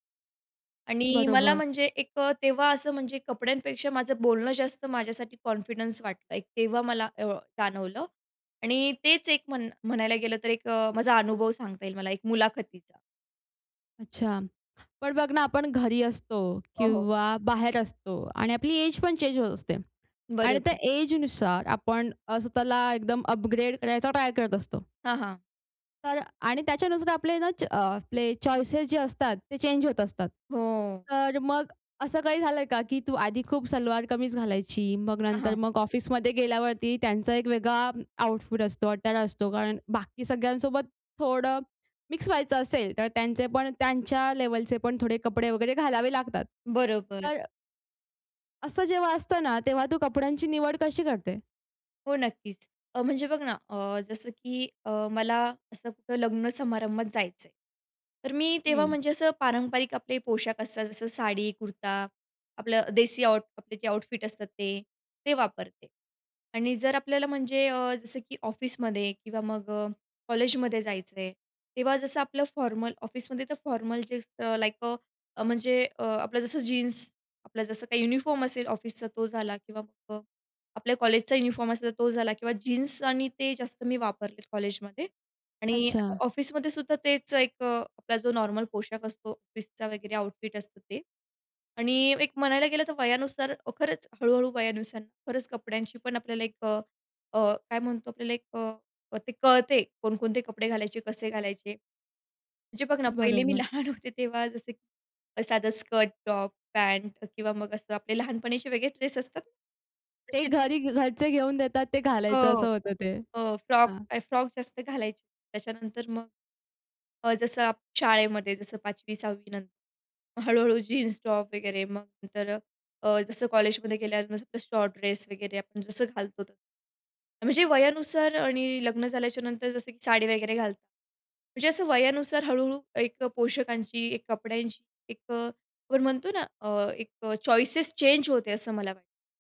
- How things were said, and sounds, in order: in English: "कॉन्फिडन्स"; other background noise; tapping; in English: "एज"; in English: "चेंज"; in English: "एजनुसार"; in English: "अपग्रेड"; in English: "चॉइसेस"; in English: "चेंज"; in English: "आउटफिट"; in English: "अटायर"; in English: "आउटफिट"; in English: "फॉर्मल"; in English: "फॉर्मल"; in English: "युनिफॉर्म"; in English: "युनिफॉर्म"; in English: "नॉर्मल"; in English: "आउटफिट"; laughing while speaking: "लहान होते"; in English: "चॉइसेस चेंज"
- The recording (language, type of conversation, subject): Marathi, podcast, कुठले पोशाख तुम्हाला आत्मविश्वास देतात?